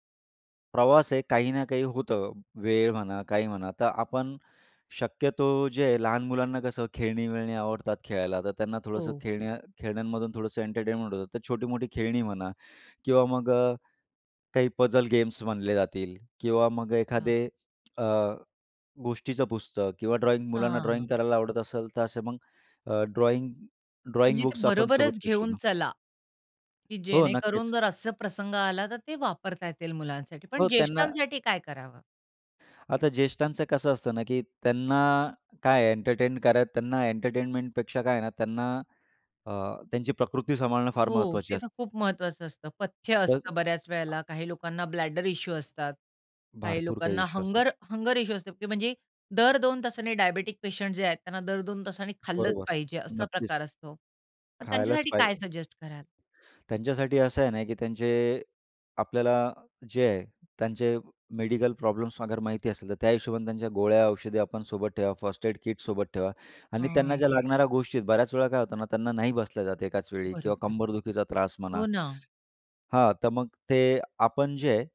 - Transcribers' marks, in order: in English: "पजल"; in English: "ड्रॉईंग"; in English: "ड्रॉईंग"; in English: "ड्रॉईंग ड्रॉइंग"; swallow; other background noise; in English: "ब्लॅडर इश्यू"; "भरपूर" said as "भारपूर"; in English: "हंगर हंगर"; in English: "सजेस्ट"; in English: "फर्स्ट एड किट"; bird
- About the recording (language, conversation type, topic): Marathi, podcast, ट्रेन किंवा बस अनपेक्षितपणे थांबली तर तो वेळ तुम्ही कसा सावरता?